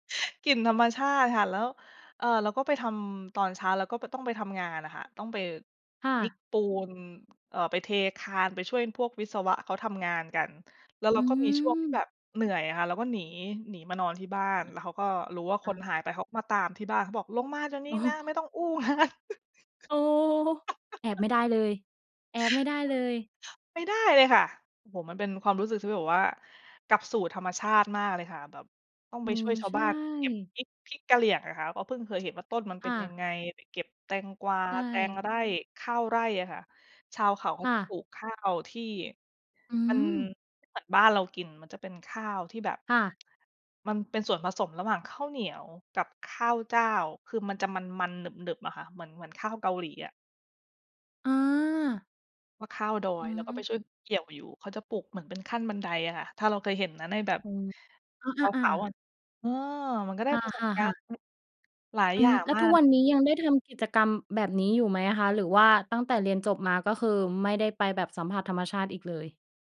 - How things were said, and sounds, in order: tapping; other background noise; laughing while speaking: "โอ้"; laughing while speaking: "งาน"; giggle
- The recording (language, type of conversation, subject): Thai, podcast, เล่าเหตุผลที่ทำให้คุณรักธรรมชาติได้ไหม?